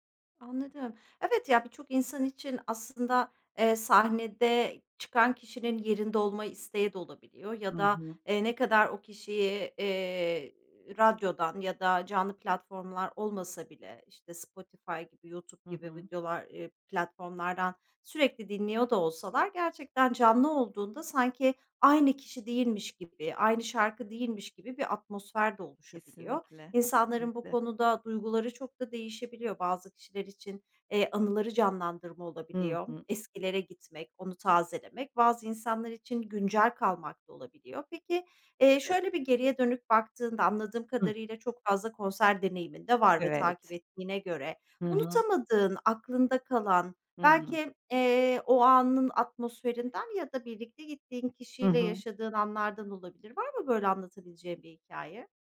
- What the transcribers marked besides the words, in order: other background noise; tapping
- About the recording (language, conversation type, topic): Turkish, podcast, Canlı konserler senin için ne ifade eder?